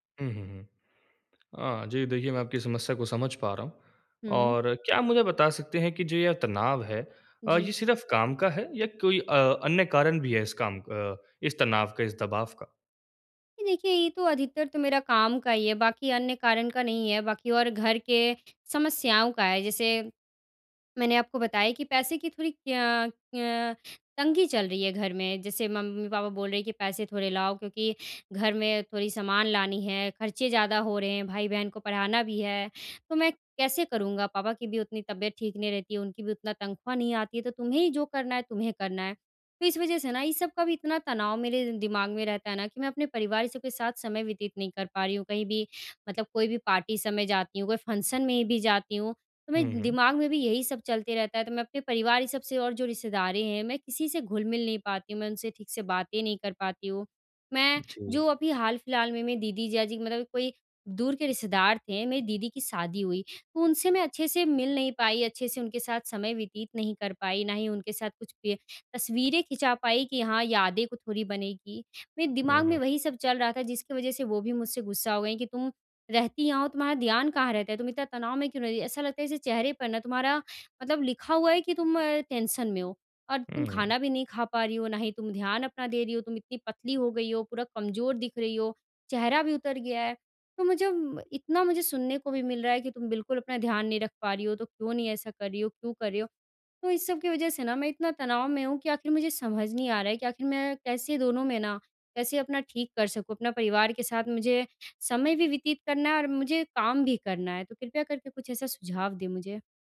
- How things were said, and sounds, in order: in English: "पार्टी"; in English: "फंक्शन"; tapping; in English: "टेंशन"
- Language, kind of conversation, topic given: Hindi, advice, छुट्टियों में परिवार और दोस्तों के साथ जश्न मनाते समय मुझे तनाव क्यों महसूस होता है?